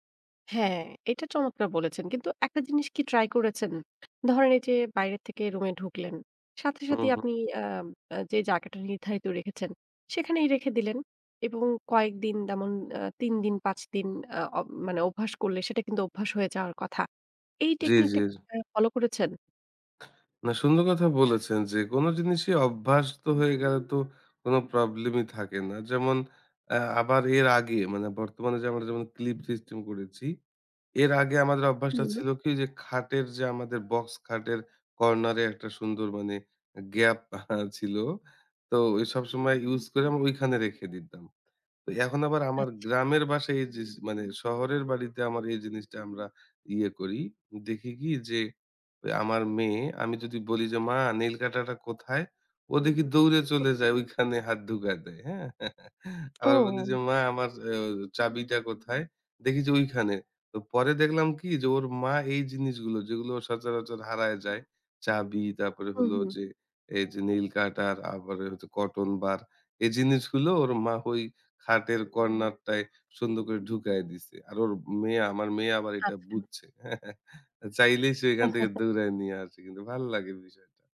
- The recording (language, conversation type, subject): Bengali, podcast, রিমোট, চাবি আর ফোন বারবার হারানো বন্ধ করতে কী কী কার্যকর কৌশল মেনে চলা উচিত?
- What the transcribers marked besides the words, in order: other background noise; "অভ্যস্ত" said as "অভ্যাস্ত"; chuckle; tapping; chuckle; chuckle; chuckle